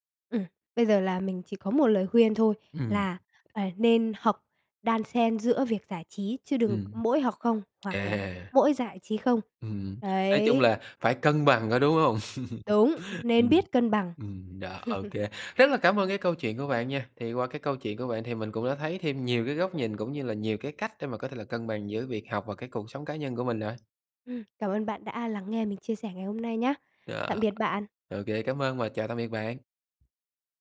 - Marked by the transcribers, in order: tapping; laugh; laugh
- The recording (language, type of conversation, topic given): Vietnamese, podcast, Làm thế nào để bạn cân bằng giữa việc học và cuộc sống cá nhân?